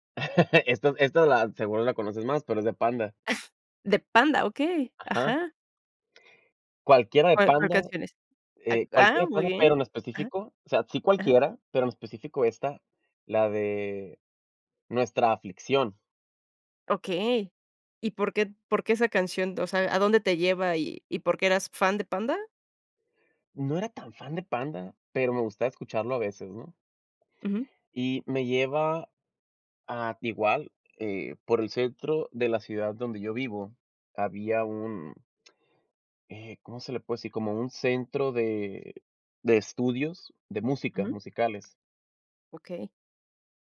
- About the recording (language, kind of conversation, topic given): Spanish, podcast, ¿Qué canción te devuelve a una época concreta de tu vida?
- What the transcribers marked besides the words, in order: chuckle; other noise